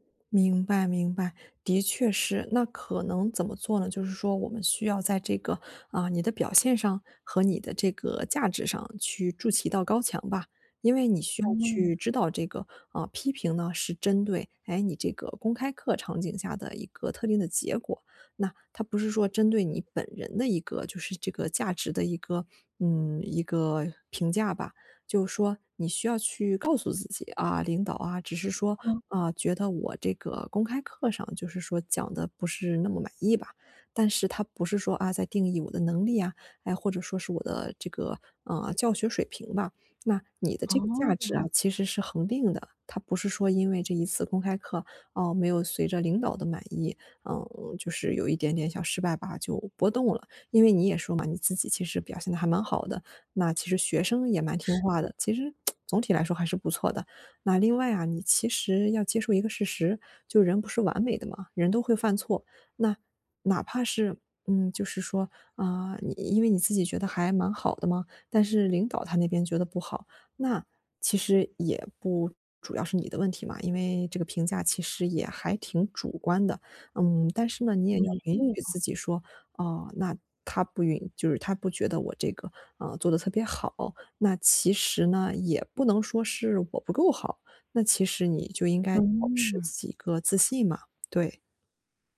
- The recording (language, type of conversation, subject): Chinese, advice, 被批评时我如何保持自信？
- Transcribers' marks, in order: tsk